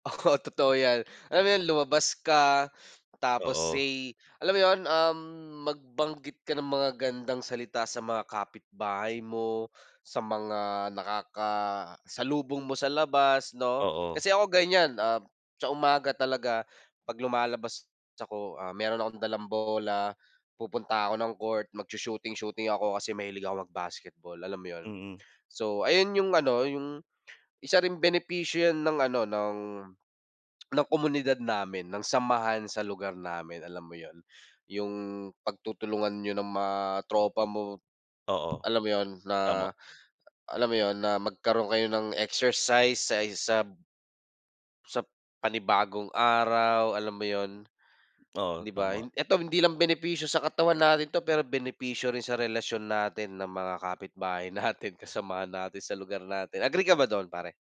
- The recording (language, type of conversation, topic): Filipino, unstructured, Bakit mahalaga ang pagtutulungan sa isang komunidad?
- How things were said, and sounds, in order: none